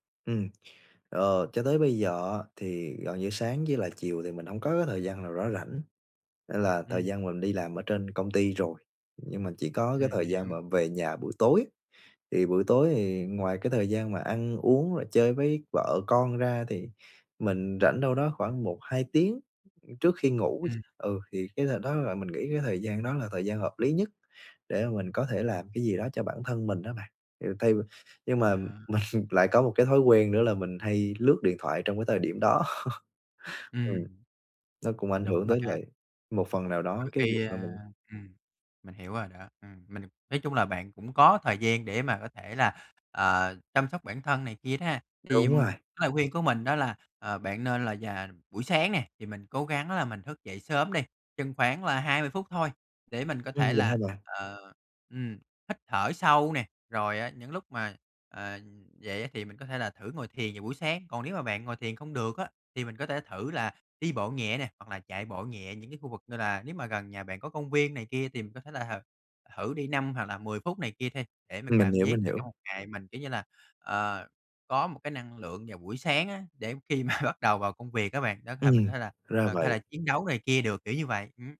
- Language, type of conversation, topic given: Vietnamese, advice, Làm sao bạn có thể giảm căng thẳng hằng ngày bằng thói quen chăm sóc bản thân?
- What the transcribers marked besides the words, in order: other background noise; laughing while speaking: "mình"; laughing while speaking: "đó"; laughing while speaking: "mà"